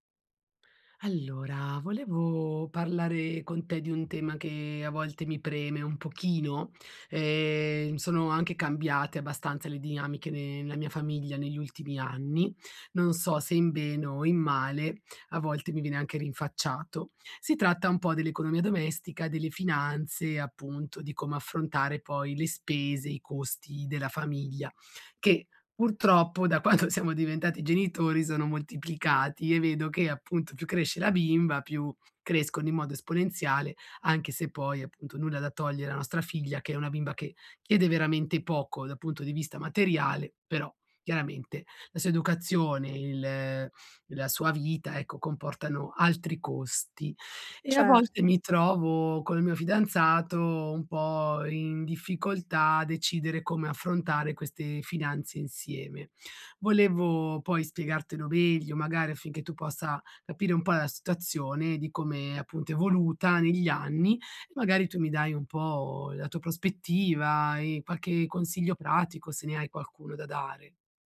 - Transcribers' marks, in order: "nella" said as "nela"; laughing while speaking: "quanto"
- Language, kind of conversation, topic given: Italian, advice, Come posso parlare di soldi con la mia famiglia?